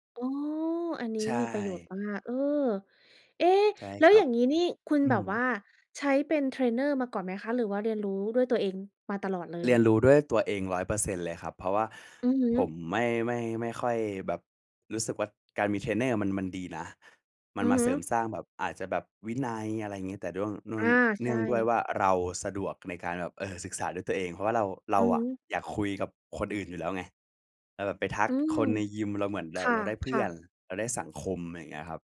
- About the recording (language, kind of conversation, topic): Thai, podcast, คุณออกกำลังกายแบบไหนเป็นประจำ?
- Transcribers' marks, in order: tapping; "ด้วย" said as "เดื้อง"